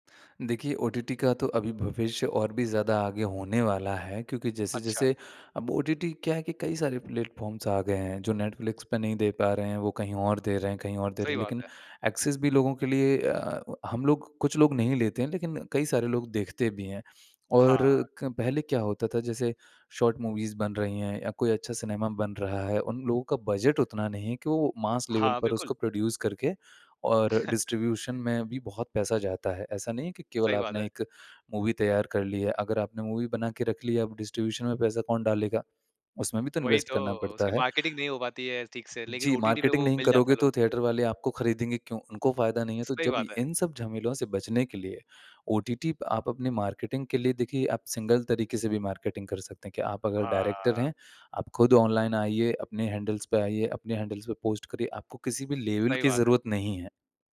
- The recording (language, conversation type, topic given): Hindi, podcast, पुरानी और नई फिल्मों में आपको क्या फर्क महसूस होता है?
- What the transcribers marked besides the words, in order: in English: "प्लेटफ़ॉर्म्स"; in English: "एक्सेस"; in English: "शार्ट मूवीज़"; in English: "बजट"; in English: "मास लेवल"; in English: "प्रोड्यूस"; in English: "डिस्ट्रीब्यूशन"; chuckle; in English: "मूवी"; in English: "मूवी"; in English: "डिस्ट्रीब्यूशन"; in English: "इन्वेस्ट"; in English: "मार्केटिंग"; in English: "मार्केटिंग"; in English: "थिएटर"; in English: "मार्केटिंग"; in English: "सिंगल"; in English: "मार्केटिंग"; in English: "डायरेक्टर"; in English: "हैंडल्स"; in English: "हैंडल्स"; in English: "पोस्ट"; in English: "लेवल"